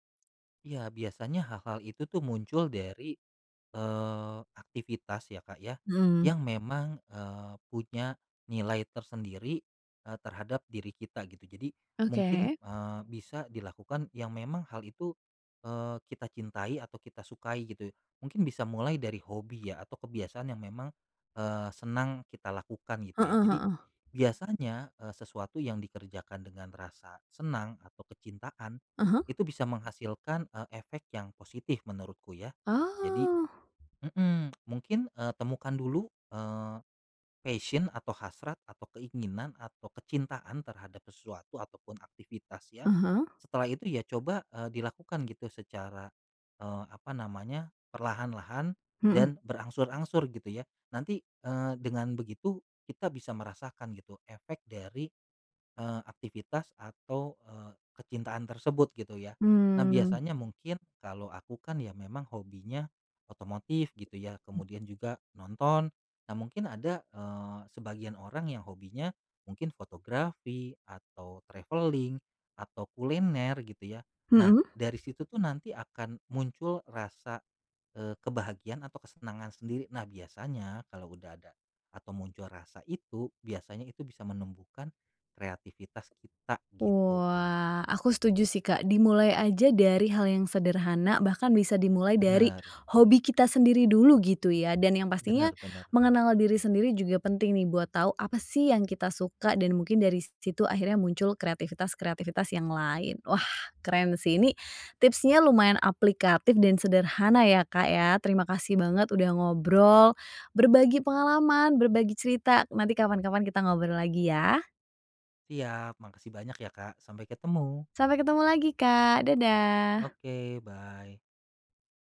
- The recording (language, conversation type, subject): Indonesian, podcast, Kebiasaan kecil apa yang membantu kreativitas kamu?
- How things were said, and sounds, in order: other background noise; in English: "passion"; tapping; in English: "travelling"; in English: "bye"